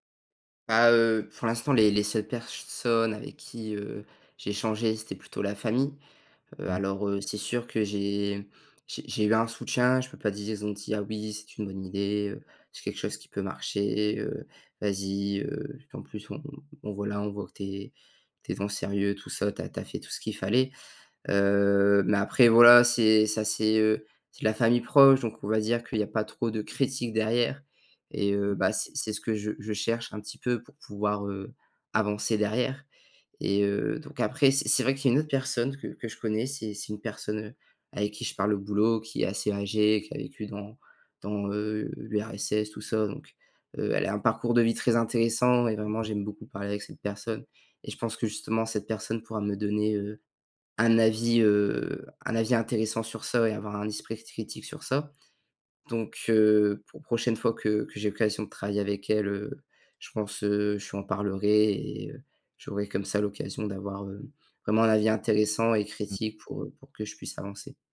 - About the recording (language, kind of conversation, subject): French, advice, Comment gérer la peur d’un avenir financier instable ?
- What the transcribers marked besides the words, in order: other background noise; unintelligible speech